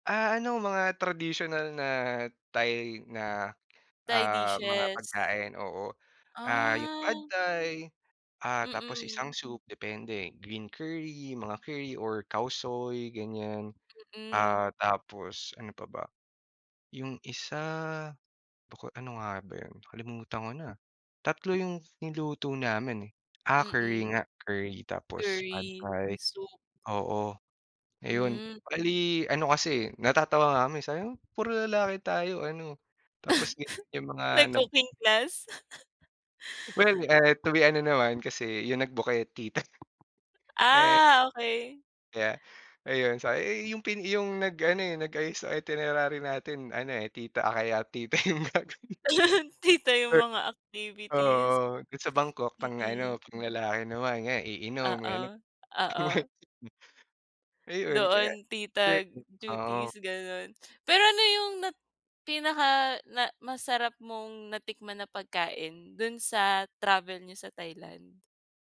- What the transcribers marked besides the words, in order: in Thai: "Pad Thai"; in Thai: "Khao Soi"; in Thai: "Pad Thai"; laugh; chuckle; laughing while speaking: "tita"; tapping; in English: "itinerary"; laughing while speaking: "tita yung gagawin"; laugh; laughing while speaking: "Tita"; laughing while speaking: "Mga"; unintelligible speech
- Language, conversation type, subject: Filipino, podcast, Ano ang paborito mong alaala sa paglalakbay?